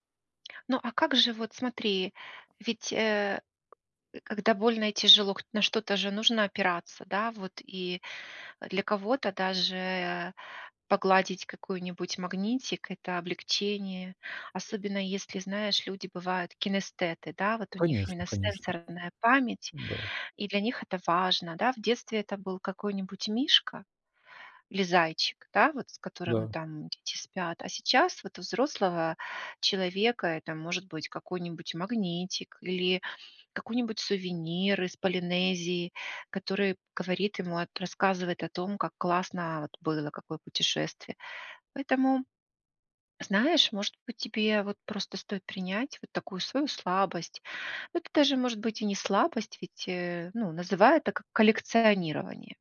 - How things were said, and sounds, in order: tapping; other background noise
- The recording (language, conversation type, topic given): Russian, advice, Как отпустить эмоциональную привязанность к вещам без чувства вины?